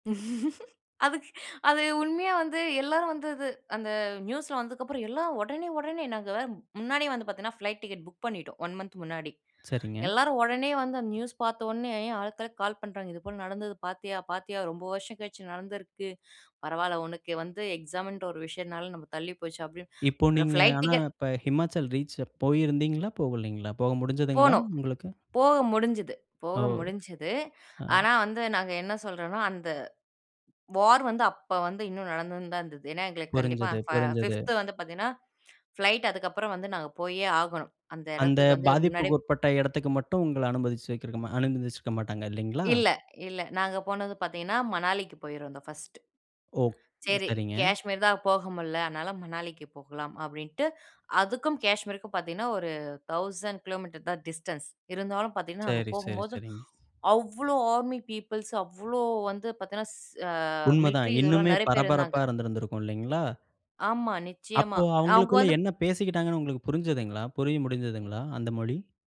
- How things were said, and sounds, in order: chuckle; in English: "ஒன் மன்த்"; in English: "எக்ஸாம்ன்ர"; in English: "ரீச்"; tapping; in English: "வார்"; in English: "ஃபிப்த்"; in English: "தெளசண்ட் கிலோமீட்டர்"; in English: "டிஸ்டன்ஸ்"; other background noise; in English: "ஆர்மி பீப்பிள்ஸ்"; drawn out: "ச"
- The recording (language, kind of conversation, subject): Tamil, podcast, மொழி புரியாத இடத்தில் வழி தவறி போனபோது நீங்கள் எப்படி தொடர்பு கொண்டீர்கள்?